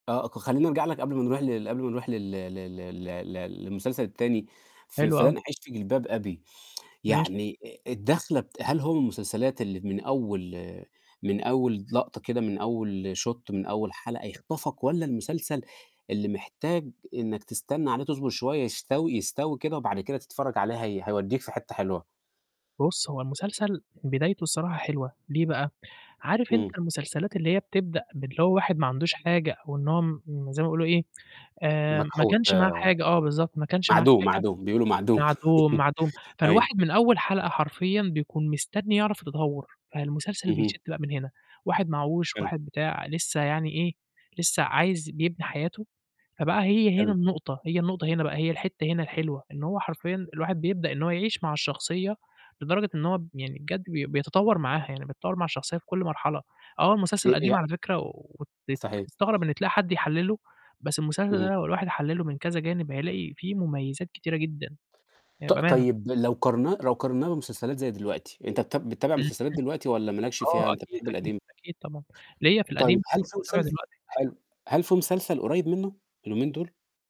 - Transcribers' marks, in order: tsk; in English: "shot"; "يستوي" said as "يشتوي"; laugh; unintelligible speech; tapping; static; distorted speech
- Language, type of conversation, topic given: Arabic, podcast, إيه مسلسل من أيام طفولتك لسه فاكره لحد دلوقتي؟